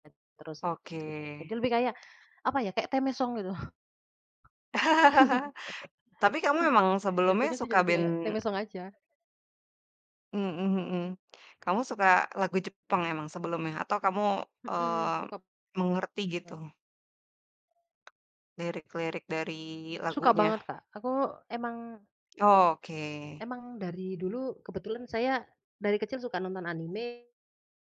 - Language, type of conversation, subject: Indonesian, podcast, Mengapa sebuah lagu bisa terasa sangat nyambung dengan perasaanmu?
- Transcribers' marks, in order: other background noise; in English: "theme song"; chuckle; in English: "theme song"; unintelligible speech; tapping